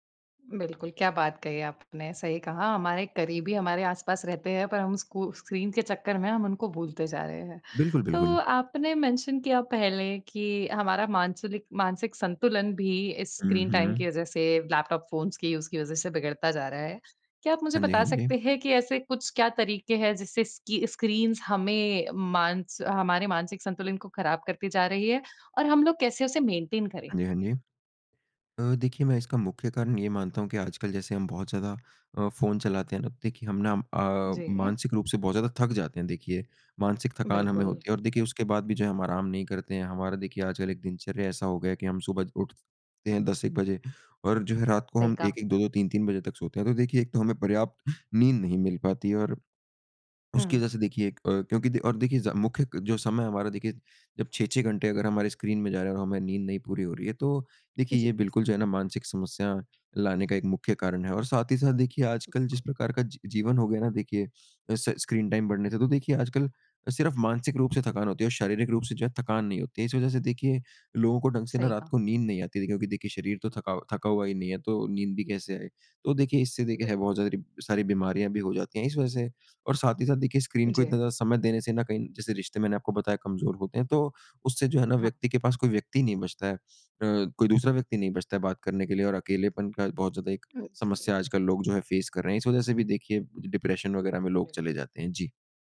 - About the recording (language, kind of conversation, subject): Hindi, podcast, आप स्क्रीन पर बिताए समय को कैसे प्रबंधित करते हैं?
- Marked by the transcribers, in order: in English: "स्क्रीन"; in English: "मेंशन"; in English: "स्क्रीन टाइम"; in English: "यूज़"; in English: "मेंटेन"; in English: "स्क्रीन"; in English: "स्क्रीन टाइम"; in English: "स्क्रीन"; in English: "फेस"; in English: "डिप्रेशन"